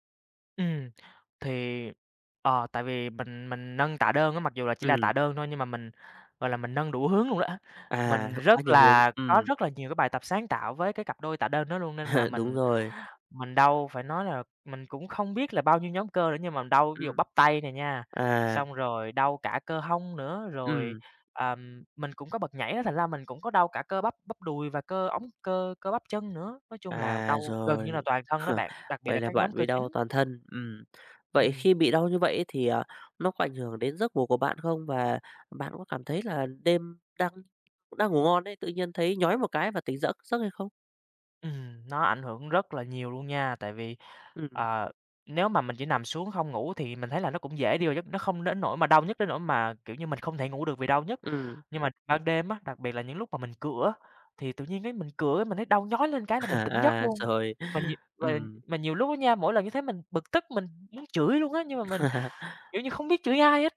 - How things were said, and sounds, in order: other background noise; tapping; chuckle; chuckle; laughing while speaking: "À"; laughing while speaking: "rồi"; laugh
- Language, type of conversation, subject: Vietnamese, advice, Vì sao tôi không hồi phục sau những buổi tập nặng và tôi nên làm gì?